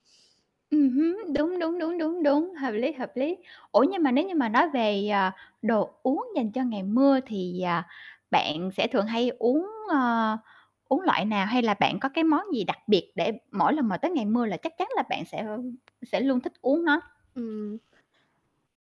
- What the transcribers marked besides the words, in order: static; tapping
- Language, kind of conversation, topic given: Vietnamese, unstructured, Bữa ăn nào sẽ là hoàn hảo nhất cho một ngày mưa?
- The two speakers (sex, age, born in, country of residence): female, 20-24, Vietnam, Vietnam; female, 30-34, Vietnam, Vietnam